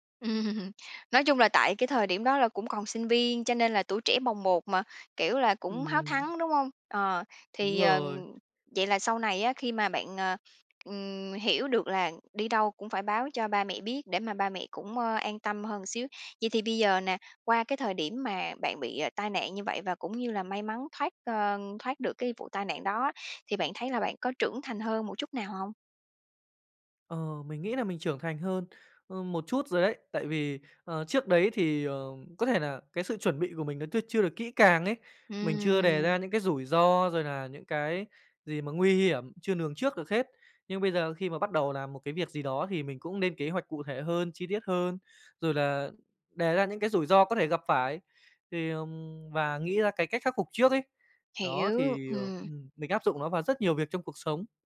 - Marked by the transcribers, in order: laughing while speaking: "Ừm"; tapping; "lường" said as "nường"; other noise; other background noise
- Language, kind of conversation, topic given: Vietnamese, podcast, Bạn đã từng suýt gặp tai nạn nhưng may mắn thoát nạn chưa?